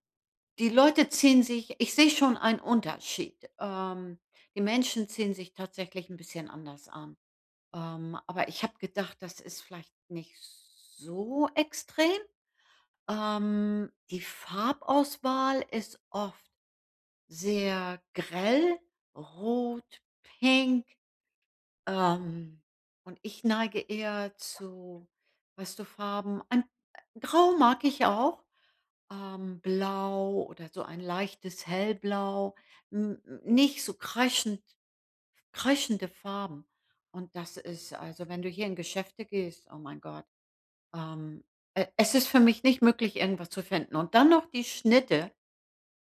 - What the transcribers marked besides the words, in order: drawn out: "so"
- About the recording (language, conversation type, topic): German, advice, Wie finde ich meinen persönlichen Stil, ohne mich unsicher zu fühlen?